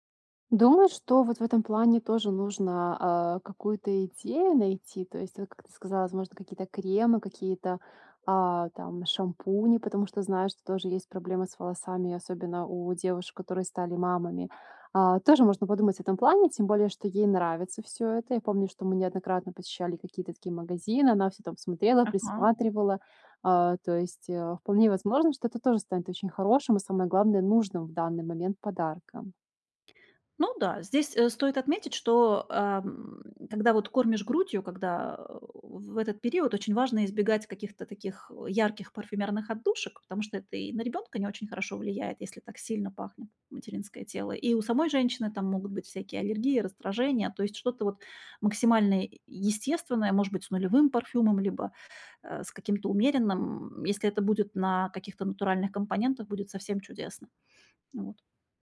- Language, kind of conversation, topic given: Russian, advice, Как подобрать подарок, который действительно порадует человека и не будет лишним?
- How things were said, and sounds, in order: none